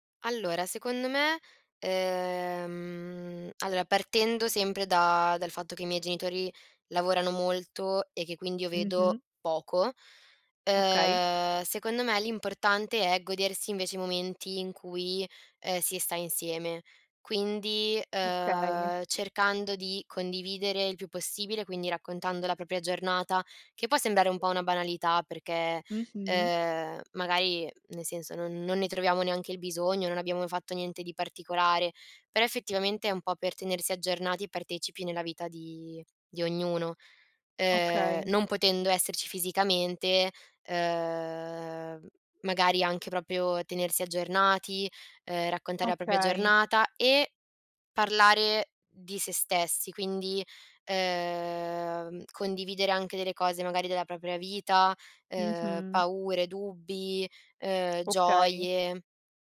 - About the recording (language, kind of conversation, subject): Italian, podcast, Come si costruisce la fiducia tra i membri della famiglia?
- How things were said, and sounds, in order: drawn out: "ehm"; "allora" said as "alora"; other background noise; drawn out: "ehm"; "proprio" said as "propio"; "propria" said as "propia"; drawn out: "ehm"